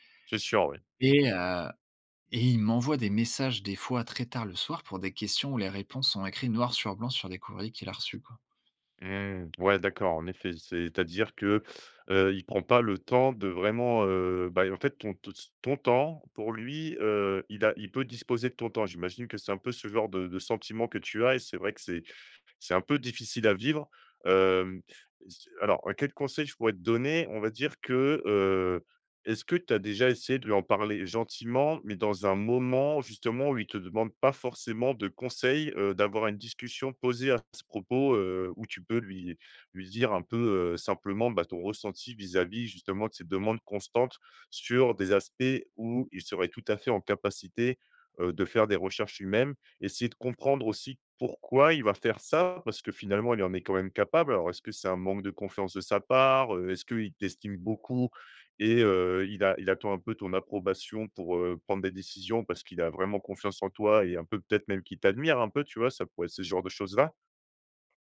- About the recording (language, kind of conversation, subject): French, advice, Comment poser des limites à un ami qui te demande trop de temps ?
- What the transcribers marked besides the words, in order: none